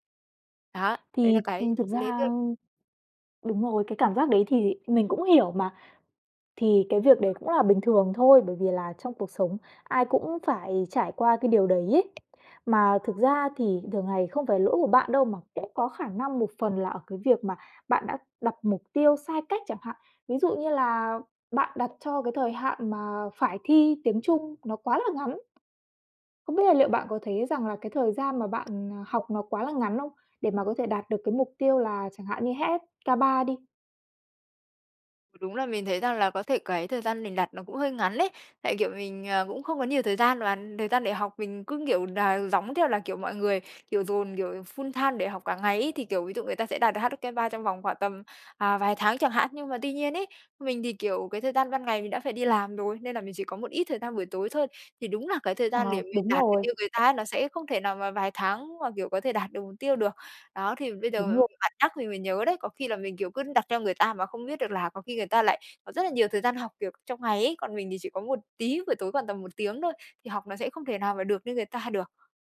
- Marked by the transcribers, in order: tapping; other background noise; in English: "full-time"
- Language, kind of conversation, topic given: Vietnamese, advice, Bạn nên làm gì khi lo lắng và thất vọng vì không đạt được mục tiêu đã đặt ra?